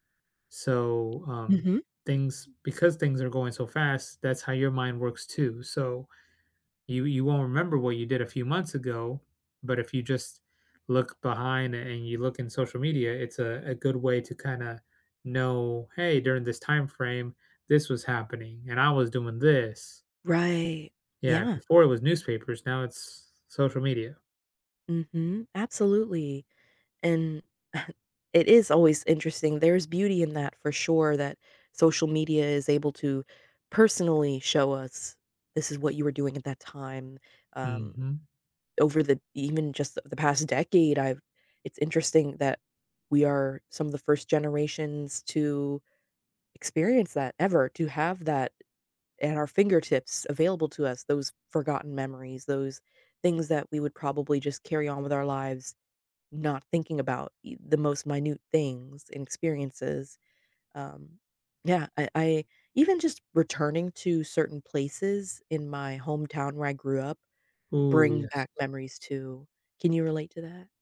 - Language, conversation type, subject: English, unstructured, Have you ever been surprised by a forgotten memory?
- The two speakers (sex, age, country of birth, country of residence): female, 30-34, United States, United States; male, 35-39, United States, United States
- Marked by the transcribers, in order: chuckle